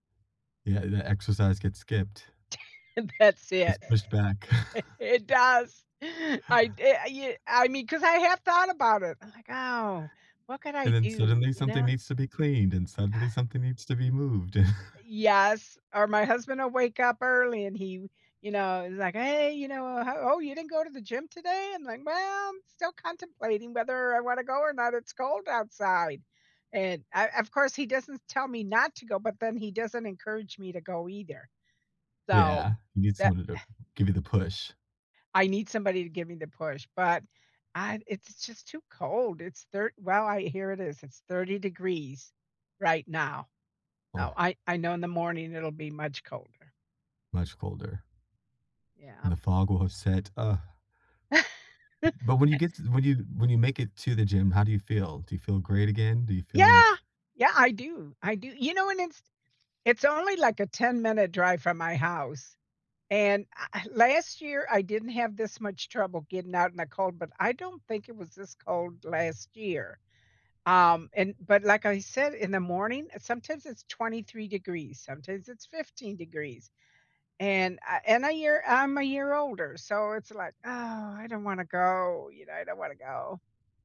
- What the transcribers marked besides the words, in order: laugh; laughing while speaking: "It does"; chuckle; chuckle; other background noise; laugh
- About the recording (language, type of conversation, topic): English, unstructured, What goal have you set that made you really happy?